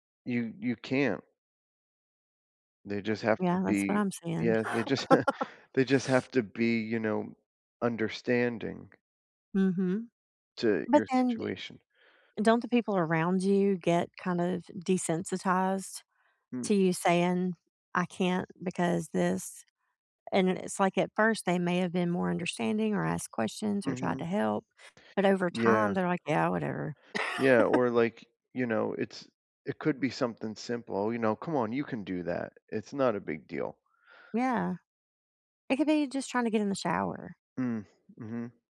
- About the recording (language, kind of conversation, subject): English, unstructured, How can I respond when people judge me for anxiety or depression?
- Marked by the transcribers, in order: chuckle; laugh; laugh